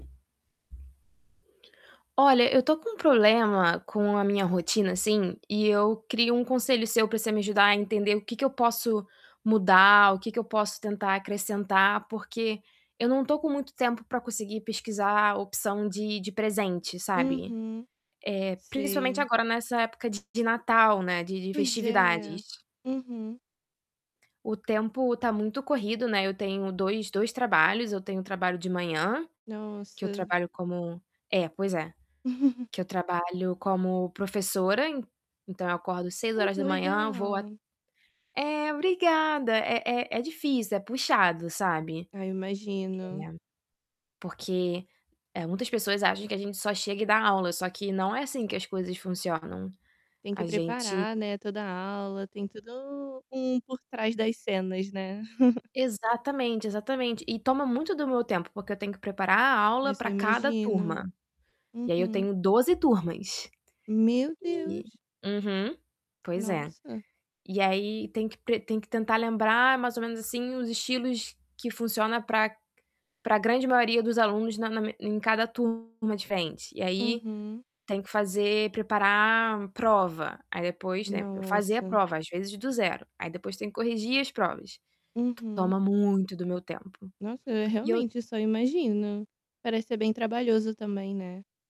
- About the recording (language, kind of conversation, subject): Portuguese, advice, Como posso encontrar boas opções de presentes ou roupas sem ter tempo para pesquisar?
- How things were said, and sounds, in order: tapping; static; chuckle; distorted speech; chuckle